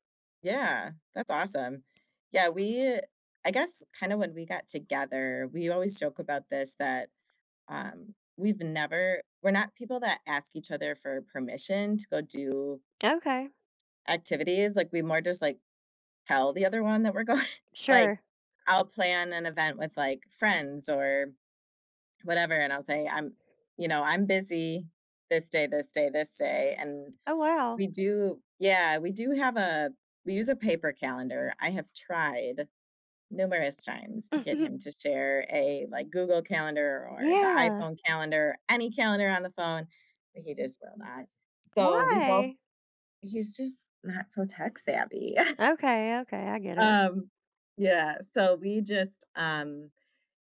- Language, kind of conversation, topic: English, unstructured, How do you balance personal space and togetherness?
- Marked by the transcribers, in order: tapping; laughing while speaking: "going"; laughing while speaking: "Mhm"; laugh